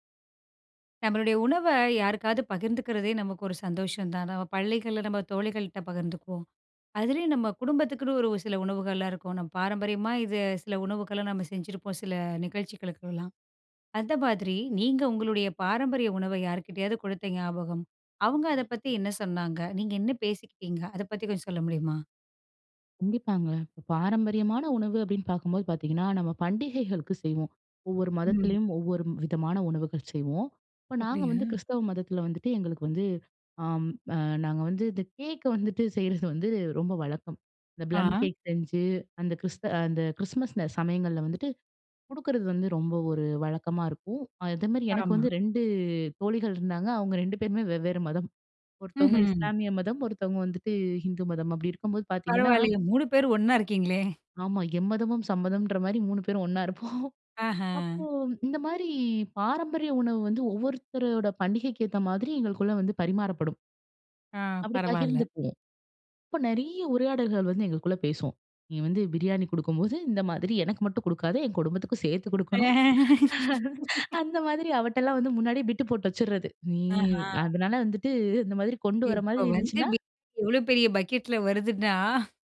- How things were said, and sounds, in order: laughing while speaking: "இருக்கீங்களே!"; laughing while speaking: "ஒன்னா இருப்போம்"; other background noise; laugh; tapping; snort
- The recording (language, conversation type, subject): Tamil, podcast, பாரம்பரிய உணவை யாரோ ஒருவருடன் பகிர்ந்தபோது உங்களுக்கு நடந்த சிறந்த உரையாடல் எது?